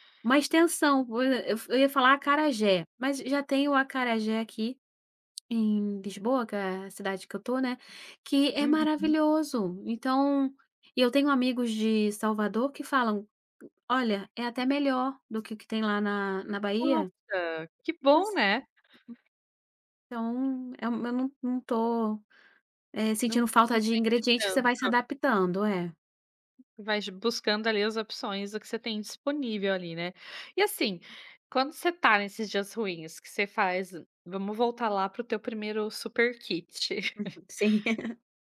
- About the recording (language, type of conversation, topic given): Portuguese, podcast, Que comida te conforta num dia ruim?
- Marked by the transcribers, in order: tapping; unintelligible speech; laugh